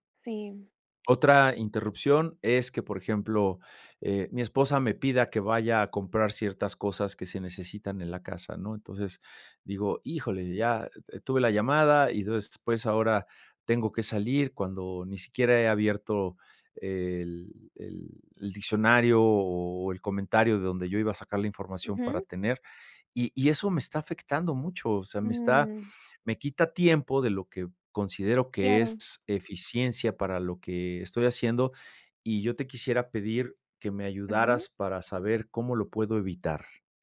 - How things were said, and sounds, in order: other background noise
- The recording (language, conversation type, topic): Spanish, advice, ¿Cómo puedo evitar que las interrupciones arruinen mi planificación por bloques de tiempo?